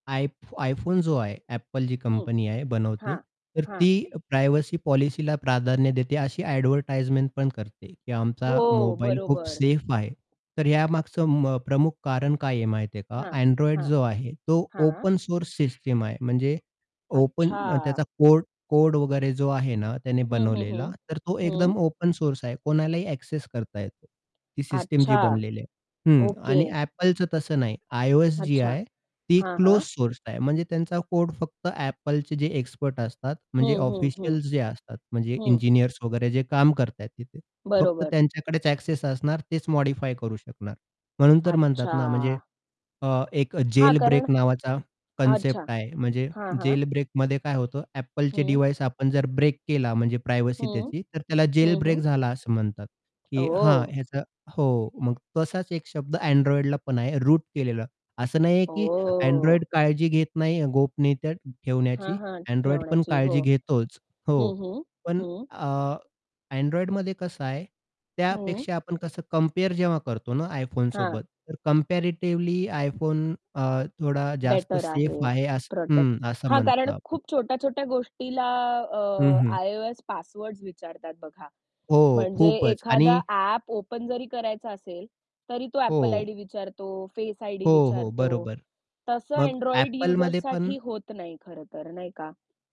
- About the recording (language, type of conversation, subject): Marathi, podcast, तुम्ही तुमची डिजिटल गोपनीयता कशी राखता?
- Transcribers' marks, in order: static; in English: "प्रायव्हसी पॉलिसीला"; distorted speech; tapping; in English: "ओपन सोर्स"; in English: "ओपन सोर्स"; in English: "प्रायव्हसी"; drawn out: "ओ!"; other background noise; in English: "ओपन"